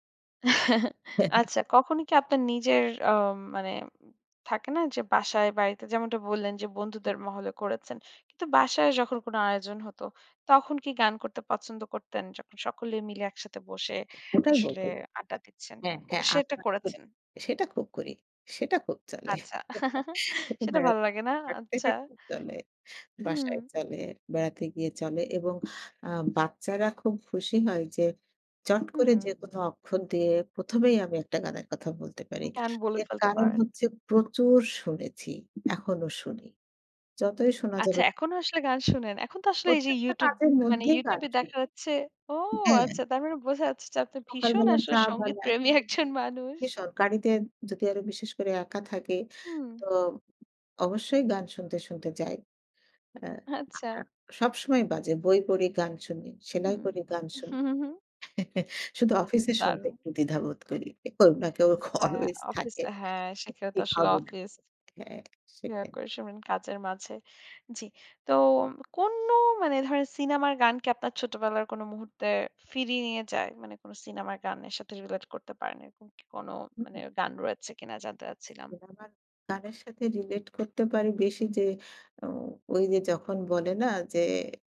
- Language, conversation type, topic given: Bengali, podcast, কোন গান শুনলে আপনার মনে হয় আপনি ছোটবেলায় ফিরে গেছেন?
- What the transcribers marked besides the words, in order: chuckle; laughing while speaking: "হ্যা"; unintelligible speech; laugh; tapping; laughing while speaking: "সঙ্গীত প্রেমী একজন মানুষ"; laughing while speaking: "আচ্ছা"; chuckle